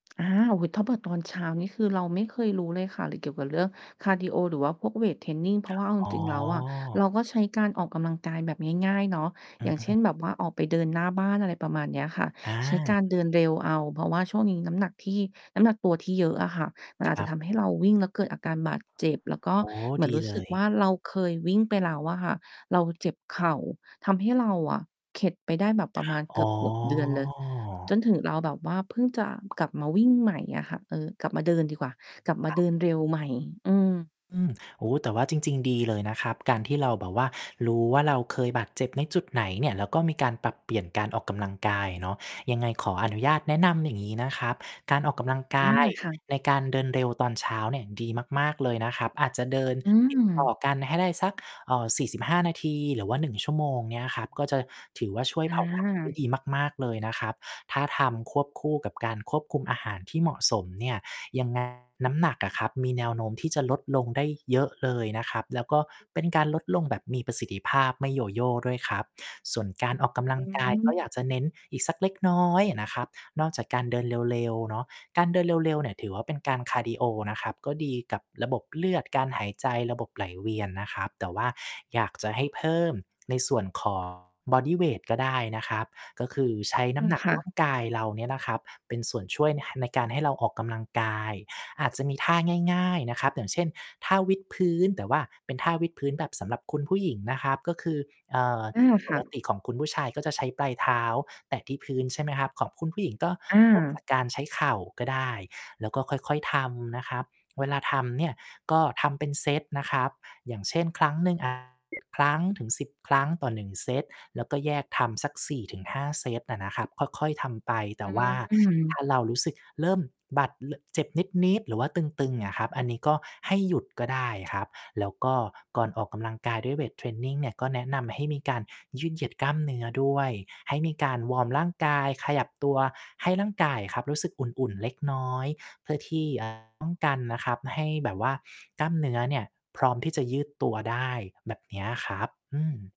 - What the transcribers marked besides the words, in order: tapping; distorted speech; other noise; drawn out: "อ๋อ"; other background noise
- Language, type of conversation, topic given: Thai, advice, ฉันกังวลว่าจะเกิดภาวะโยโย่หลังลดน้ำหนัก ควรทำอย่างไรดี?